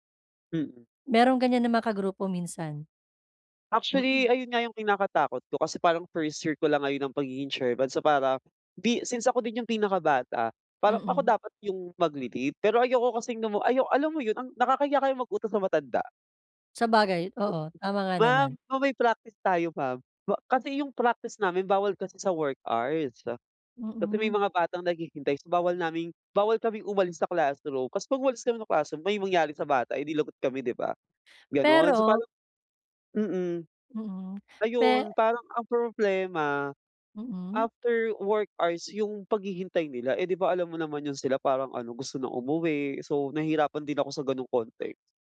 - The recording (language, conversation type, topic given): Filipino, advice, Paano ko haharapin ang hindi pagkakasundo ng mga interes sa grupo?
- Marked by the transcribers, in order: other background noise